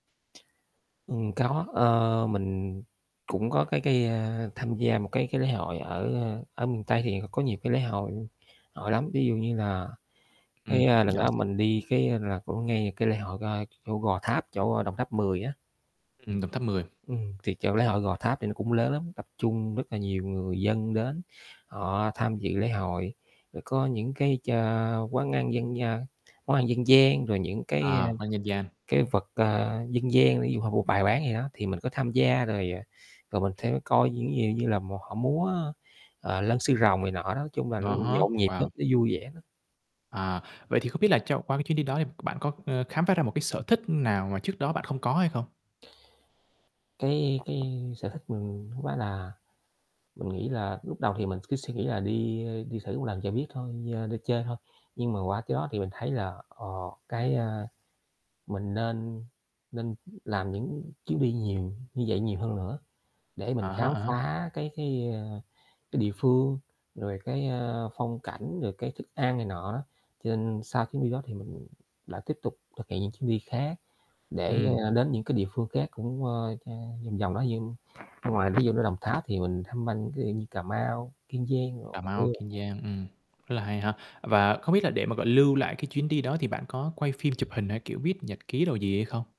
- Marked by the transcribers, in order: tapping; static; unintelligible speech; other background noise; distorted speech; mechanical hum
- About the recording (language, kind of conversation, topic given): Vietnamese, podcast, Chuyến đi nào đã khiến bạn thay đổi cách nhìn về cuộc sống?